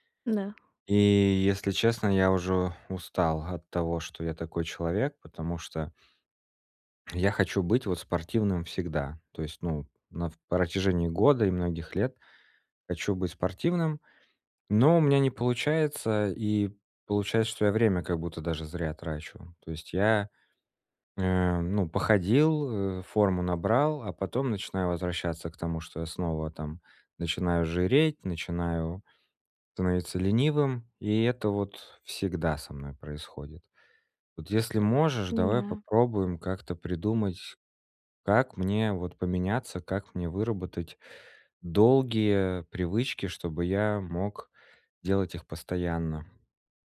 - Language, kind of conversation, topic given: Russian, advice, Как поддерживать мотивацию и дисциплину, когда сложно сформировать устойчивую привычку надолго?
- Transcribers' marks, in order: tapping